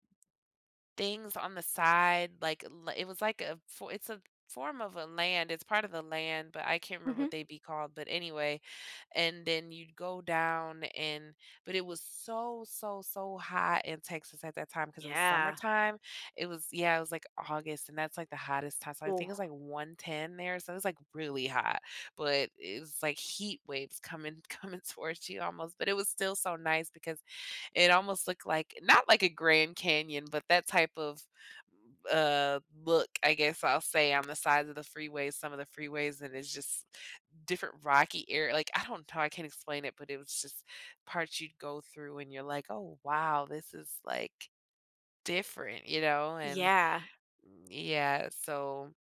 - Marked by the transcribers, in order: tapping
- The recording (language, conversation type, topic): English, unstructured, What is your favorite place you have ever traveled to?
- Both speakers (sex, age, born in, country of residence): female, 30-34, United States, United States; female, 30-34, United States, United States